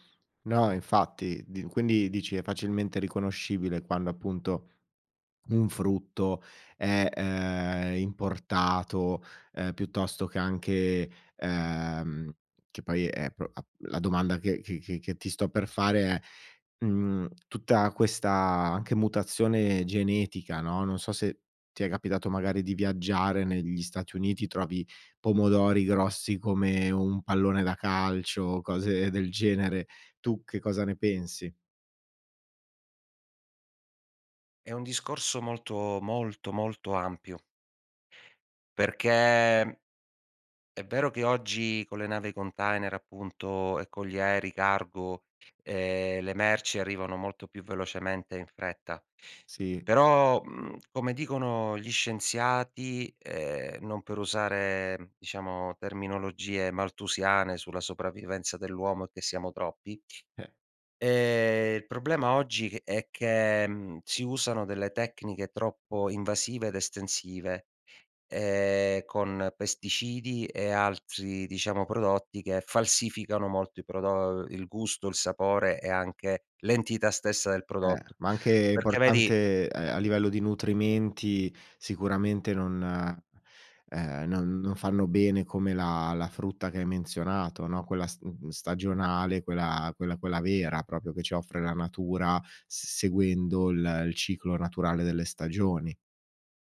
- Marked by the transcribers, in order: other background noise
- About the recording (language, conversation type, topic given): Italian, podcast, In che modo i cicli stagionali influenzano ciò che mangiamo?